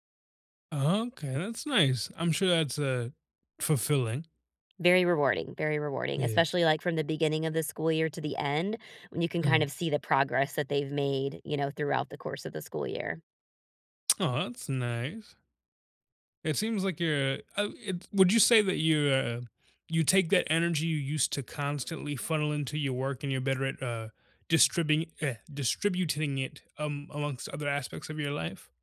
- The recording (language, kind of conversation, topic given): English, unstructured, How can I balance work and personal life?
- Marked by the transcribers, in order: tapping; tsk